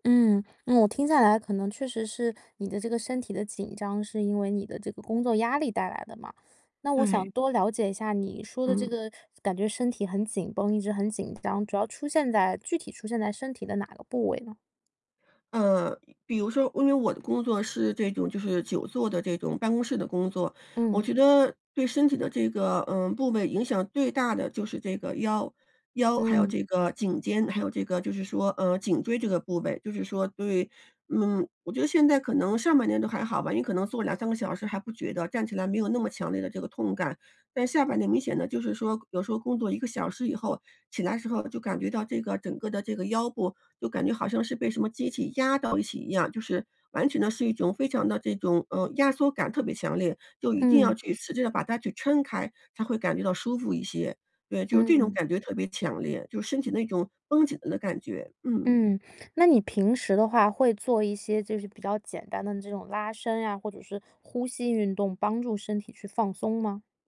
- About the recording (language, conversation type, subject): Chinese, advice, 我怎样才能马上减轻身体的紧张感？
- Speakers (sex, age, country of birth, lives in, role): female, 30-34, China, United States, advisor; female, 55-59, China, United States, user
- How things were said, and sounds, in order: none